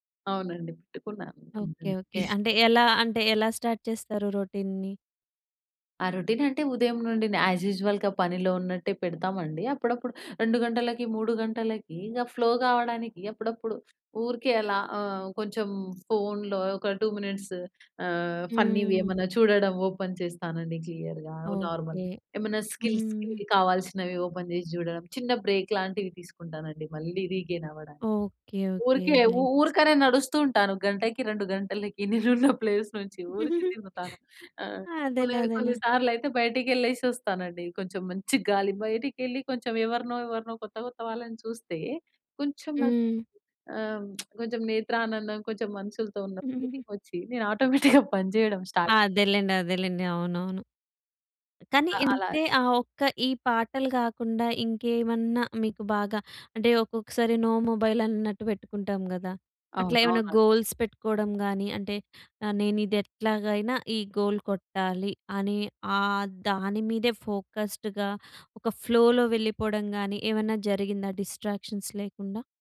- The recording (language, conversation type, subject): Telugu, podcast, ఫ్లో స్థితిలో మునిగిపోయినట్టు అనిపించిన ఒక అనుభవాన్ని మీరు చెప్పగలరా?
- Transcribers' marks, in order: other background noise; in English: "స్టార్ట్"; in English: "రొటీన్‌ని"; in English: "రొటీన్"; in English: "యాస్ యూషువల్‌గా"; in English: "ఫ్లో"; in English: "టూ మినిట్స్"; in English: "ఫన్నీవి"; in English: "ఓపెన్"; in English: "క్లియర్‌గా, నార్మల్"; in English: "స్కిల్స్‌కి"; in English: "ఓపెన్"; in English: "బ్రేక్"; in English: "రీగైన్"; in English: "నైస్"; giggle; in English: "ప్లేస్"; giggle; lip smack; in English: "ఫీలింగ్"; giggle; in English: "ఆటోమేటిక్‌గా"; in English: "స్టార్ట్"; in English: "నో మొబైల్"; in English: "గోల్స్"; in English: "గోల్"; in English: "ఫోకస్డ్‌గా"; in English: "ఫ్లోలో"; in English: "డిస్ట్రాక్షన్స్"